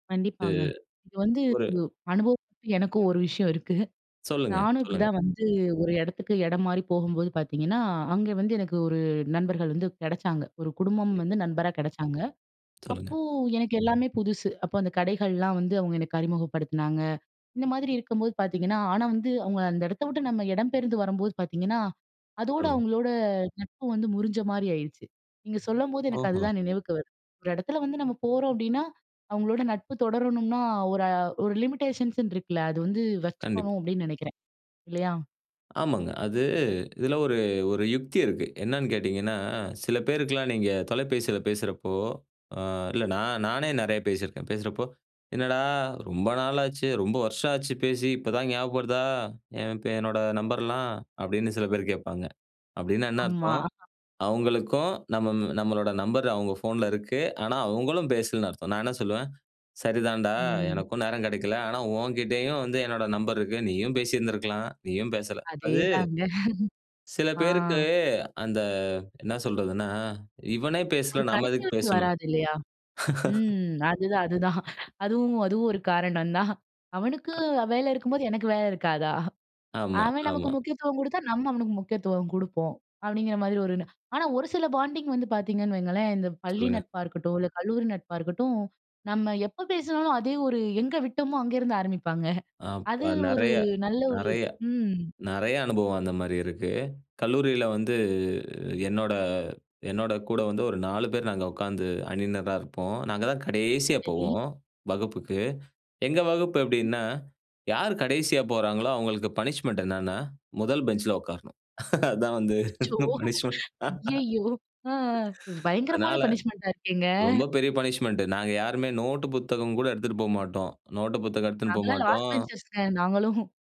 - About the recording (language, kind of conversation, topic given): Tamil, podcast, புதிய இடத்தில் நண்பர்களை எப்படி கண்டுபிடிப்பது?
- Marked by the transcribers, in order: in English: "லிமிட்டேஷன்ஸ்"; other noise; chuckle; in English: "கனெக்டிவிட்டி"; laugh; laughing while speaking: "அதுதான். அதுவும், அதுவும் ஒரு காரணம் தான்"; "ஒண்ணு" said as "ஒருனு"; in English: "பாண்டிங்"; in English: "பனிஷ்மென்ட்"; laughing while speaking: "அதான் வந்து பனிஷ்மென்ட்"; laughing while speaking: "அச்சச்சோ! அய்யய்யோ!"; in English: "பனிஷ்மென்ட்"; in English: "பனிஷ்மென்ட்"; in English: "பனிஷ்மென்ட்டா"; in English: "லாஸ்ட் பெஞ்சர்ஸ்ங்க"; laughing while speaking: "நாங்களும்"